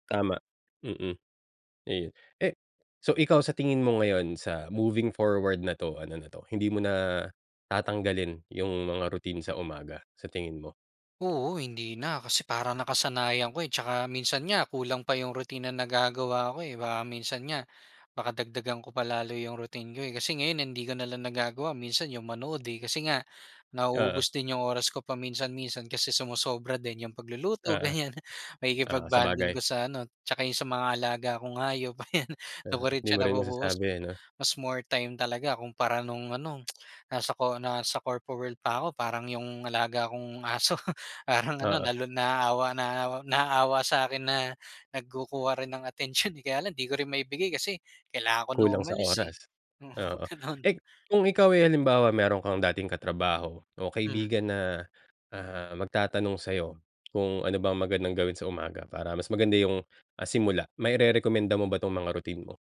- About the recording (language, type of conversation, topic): Filipino, podcast, Paano mo sinisimulan ang umaga sa bahay, at ano ang una mong ginagawa pagkapagising mo?
- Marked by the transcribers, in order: laughing while speaking: "ganyan"; laughing while speaking: "ayan"; tsk; laughing while speaking: "aso"; laughing while speaking: "Oo, gano'n"